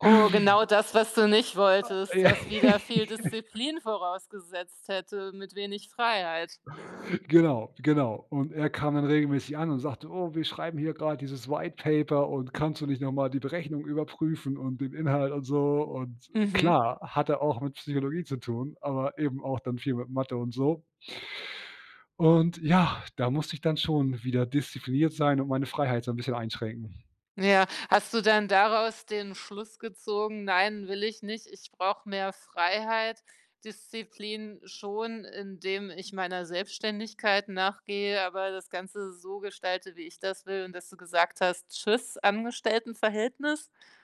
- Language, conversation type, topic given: German, podcast, Wie findest du die Balance zwischen Disziplin und Freiheit?
- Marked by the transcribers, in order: other noise; laugh; in English: "Whitepaper"